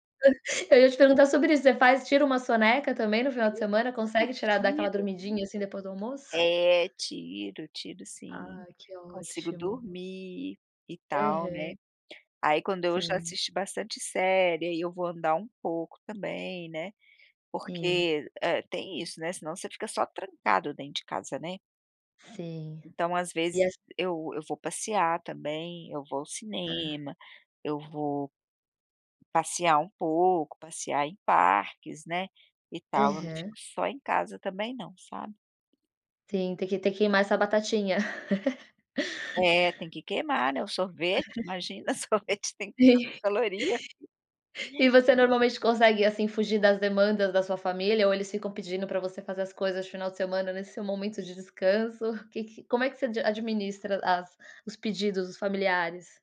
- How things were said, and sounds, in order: giggle; laugh; laughing while speaking: "sorvete"
- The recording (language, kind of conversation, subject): Portuguese, podcast, Como você define um dia perfeito de descanso em casa?